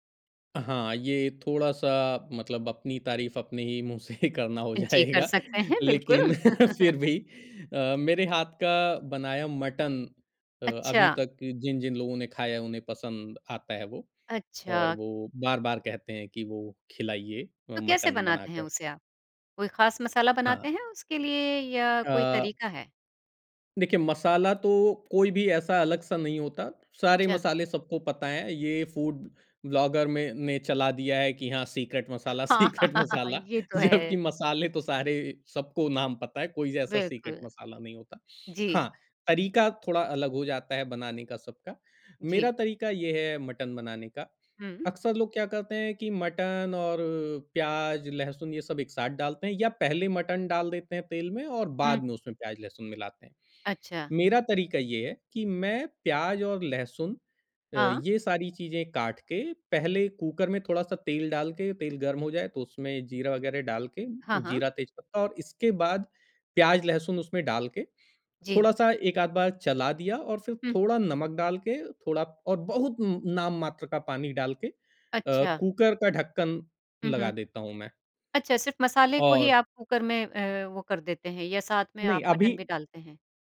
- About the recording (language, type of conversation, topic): Hindi, podcast, खाना बनाते समय आपके पसंदीदा तरीके क्या हैं?
- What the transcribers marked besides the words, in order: laughing while speaking: "से ही"; laughing while speaking: "हो जाएगा"; chuckle; laugh; in English: "फ़ूड"; in English: "सीक्रेट"; laughing while speaking: "हाँ"; laugh; laughing while speaking: "सीक्रेट मसाला, जबकि"; in English: "सीक्रेट"; in English: "सीक्रेट"